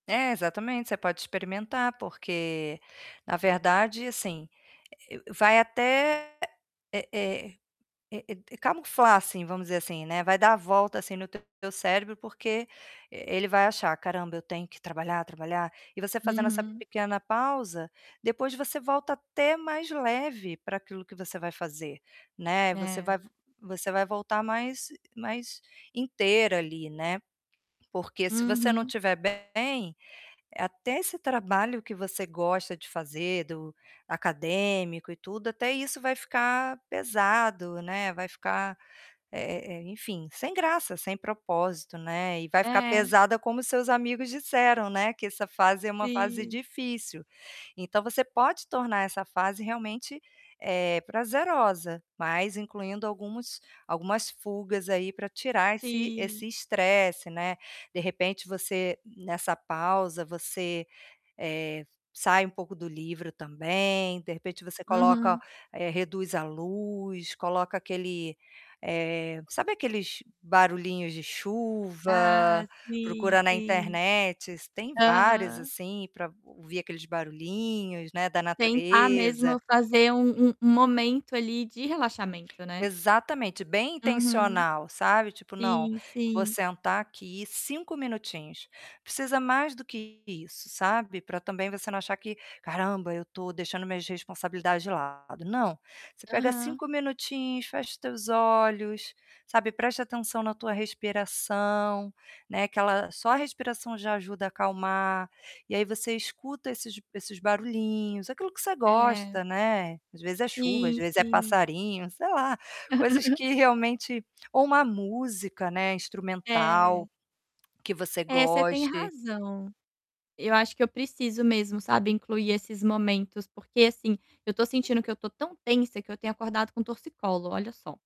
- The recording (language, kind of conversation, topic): Portuguese, advice, Como posso relaxar em casa mesmo estando muito estressado?
- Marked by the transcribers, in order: distorted speech; tapping; chuckle